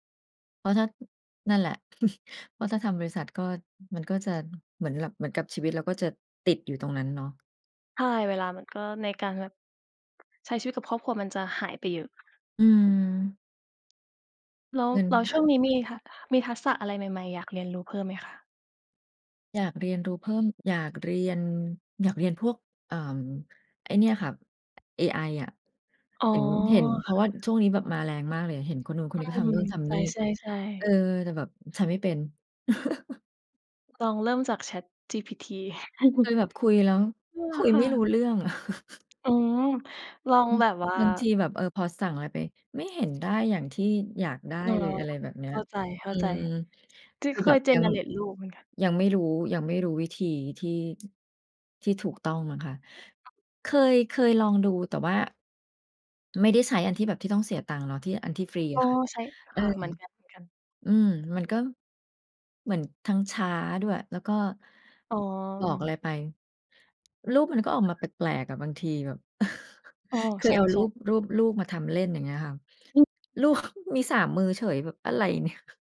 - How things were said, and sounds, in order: chuckle; other background noise; chuckle; laugh; chuckle; chuckle; in English: "Gen"; in English: "Generate"; tapping; unintelligible speech; unintelligible speech; chuckle; laughing while speaking: "ลูก"; laughing while speaking: "เนี่ย"
- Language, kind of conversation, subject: Thai, unstructured, คุณอยากเห็นตัวเองในอีก 5 ปีข้างหน้าเป็นอย่างไร?